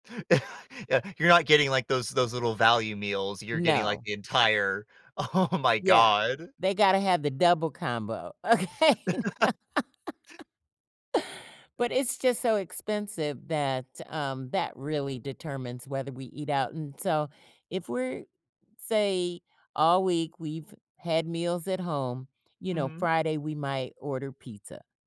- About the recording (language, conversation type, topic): English, unstructured, What factors influence your choice between eating at home and going out to a restaurant?
- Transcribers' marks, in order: chuckle; laughing while speaking: "oh"; chuckle; laughing while speaking: "okay"; laugh